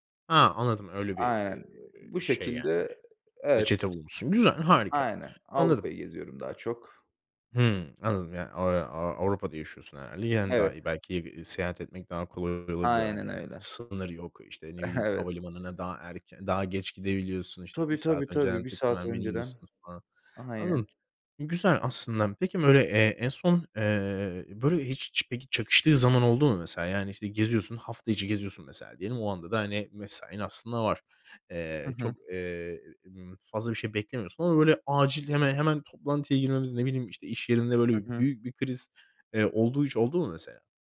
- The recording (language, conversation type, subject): Turkish, podcast, Hobi ve iş hayatı arasında dengeyi nasıl kuruyorsun?
- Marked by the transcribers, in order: chuckle